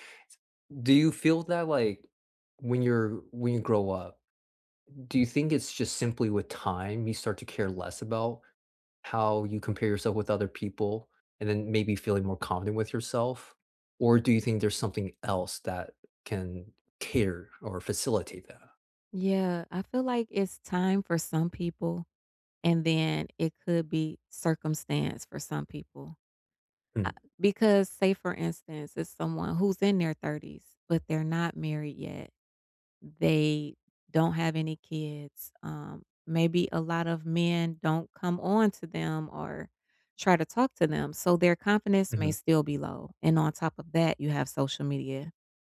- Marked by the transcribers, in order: grunt
- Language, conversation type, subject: English, unstructured, Why do I feel ashamed of my identity and what helps?